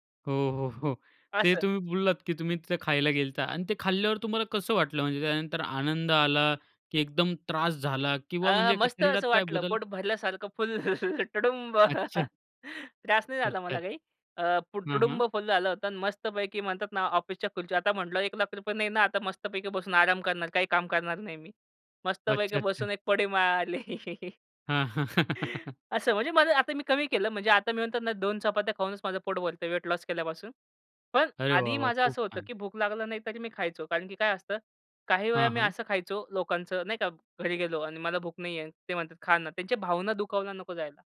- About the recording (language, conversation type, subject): Marathi, podcast, भूक नसतानाही तुम्ही कधी काही खाल्लंय का?
- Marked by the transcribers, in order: laughing while speaking: "फुल तुडुंब"; chuckle; laugh; in English: "वेट लॉस"